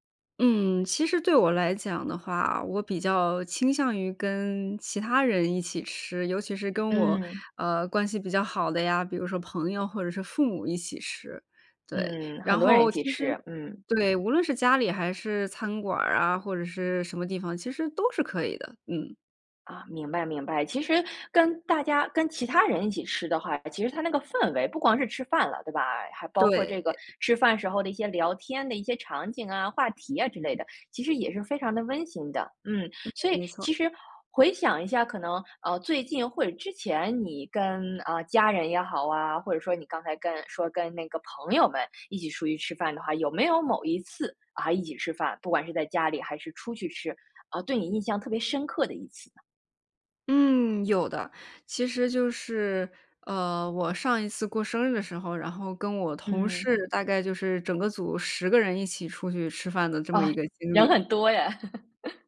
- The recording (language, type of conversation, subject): Chinese, podcast, 你能聊聊一次大家一起吃饭时让你觉得很温暖的时刻吗？
- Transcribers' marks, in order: laugh